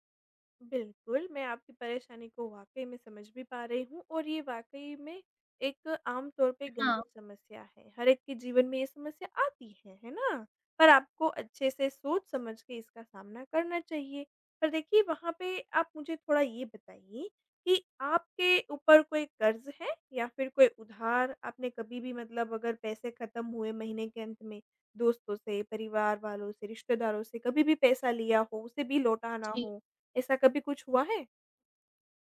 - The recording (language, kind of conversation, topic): Hindi, advice, माह के अंत से पहले आपका पैसा क्यों खत्म हो जाता है?
- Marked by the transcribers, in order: none